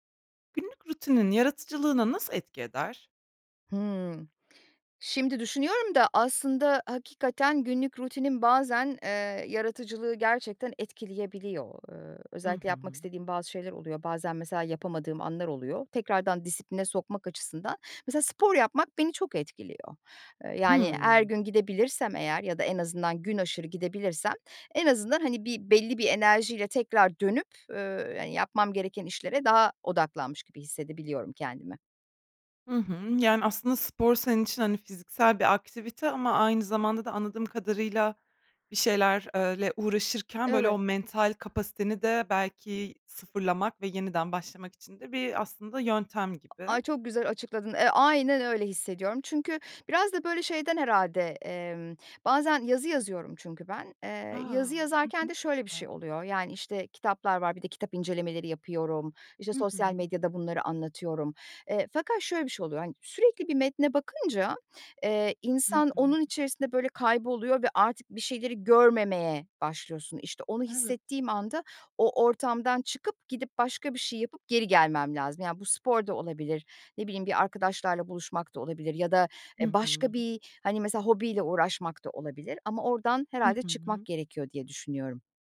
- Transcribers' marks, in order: tapping; other background noise
- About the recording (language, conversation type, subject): Turkish, podcast, Günlük rutin yaratıcılığı nasıl etkiler?